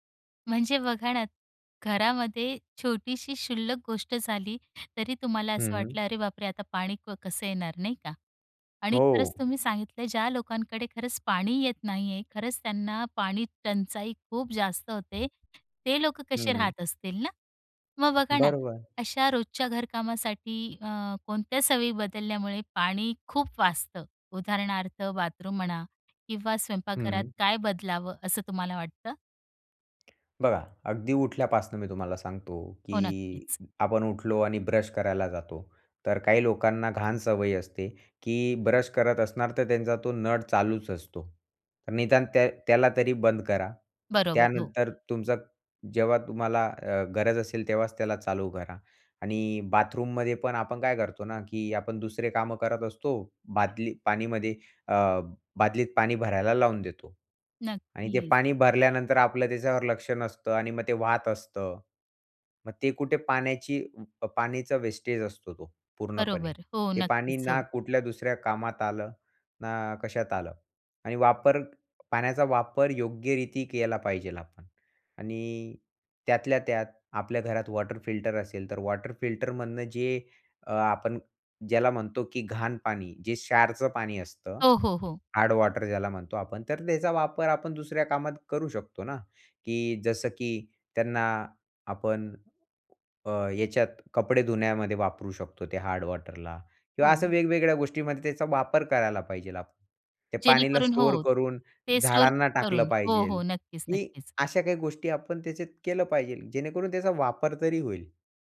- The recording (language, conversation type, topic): Marathi, podcast, घरात पाण्याची बचत प्रभावीपणे कशी करता येईल, आणि त्याबाबत तुमचा अनुभव काय आहे?
- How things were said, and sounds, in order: other background noise; in English: "बाथरूम"; in English: "बाथरूममध्ये"; in English: "वेस्टेज"; in English: "वॉटर फिल्टर"; in English: "वॉटर फिल्टरमधनं"; in English: "हार्ड वॉटर"; in English: "हार्ड वॉटरला"